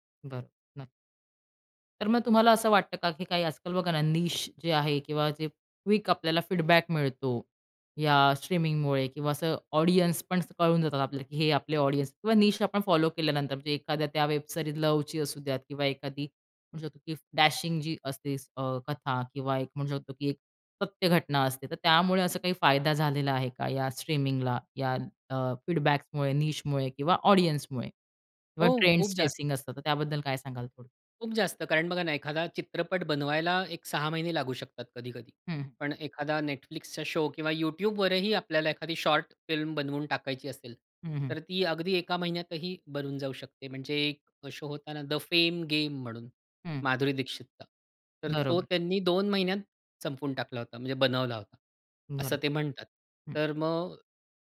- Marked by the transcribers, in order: other background noise; in English: "निश"; in English: "फीडबॅक"; in English: "ऑडियन्स"; in English: "ऑडियन्स"; in English: "निश"; in English: "वेब सेरीज"; in English: "फीडबॅक्समुळे, निशमुळे"; in English: "ऑडियन्समुळे"; in English: "ट्रेंड्स चेसिंग"; in English: "शो"; in English: "शॉर्ट फिल्म"; in English: "शो"
- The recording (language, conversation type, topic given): Marathi, podcast, स्ट्रीमिंगमुळे कथा सांगण्याची पद्धत कशी बदलली आहे?